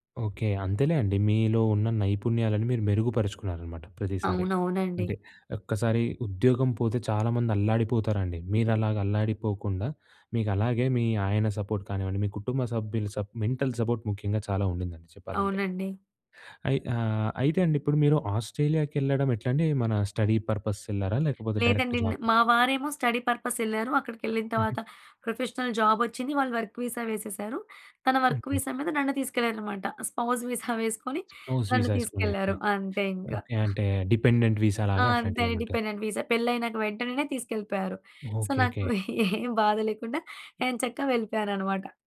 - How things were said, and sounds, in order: tapping; in English: "సపోర్ట్"; in English: "మెంటల్ సపోర్ట్"; in English: "స్టడీ పర్పస్"; in English: "డైరెక్ట్ జాబ్"; in English: "స్టడీ పర్పస్"; other noise; in English: "ప్రొఫెషనల్ జాబ్"; in English: "వర్క్ వీసా"; in English: "వర్క్ వీసా"; in English: "స్పౌస్ వీసా"; in English: "స్పౌస్ వీసా"; in English: "డిపెండెంట్ వీసా"; in English: "డిపెండెంట్ వీసా"; in English: "సో"; chuckle; other background noise
- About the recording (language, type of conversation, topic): Telugu, podcast, ఉద్యోగం కోల్పోతే మీరు ఎలా కోలుకుంటారు?